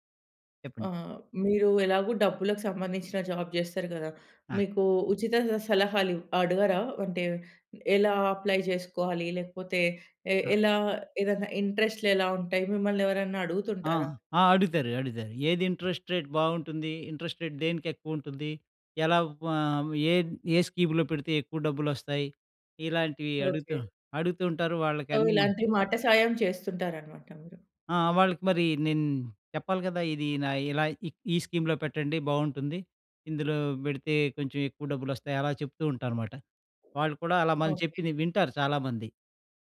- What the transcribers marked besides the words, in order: in English: "జాబ్"; in English: "అప్లై"; in English: "ఇంట్రెస్ట్ రేట్"; in English: "ఇంట్రెస్ట్ రేట్"; in English: "స్కీమ్‌లో"; in English: "సో"; in English: "స్కీమ్‌లో"
- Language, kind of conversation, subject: Telugu, podcast, ఎలా సున్నితంగా ‘కాదు’ చెప్పాలి?